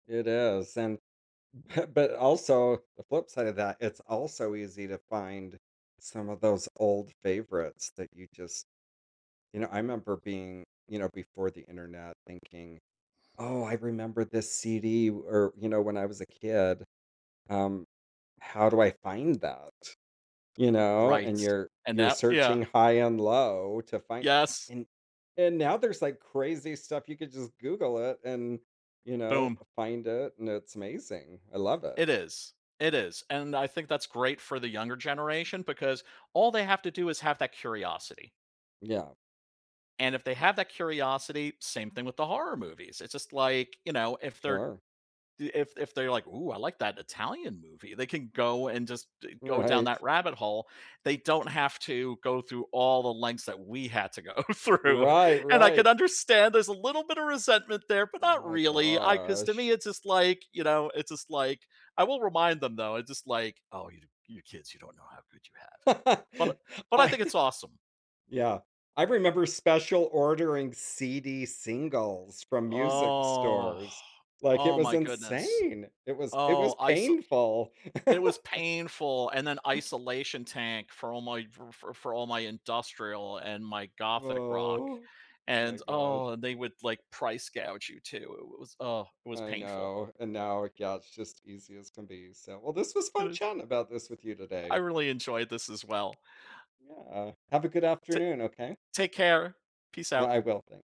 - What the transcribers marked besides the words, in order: chuckle; laughing while speaking: "go through"; drawn out: "gosh"; put-on voice: "Oh, you you kids, you don't know how good you have it"; laugh; laughing while speaking: "I"; drawn out: "Oh"; laugh; tapping; drawn out: "Oh"
- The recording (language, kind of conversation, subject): English, unstructured, How do I pick a song to change or maintain my mood?
- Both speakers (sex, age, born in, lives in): male, 50-54, United States, United States; male, 55-59, United States, United States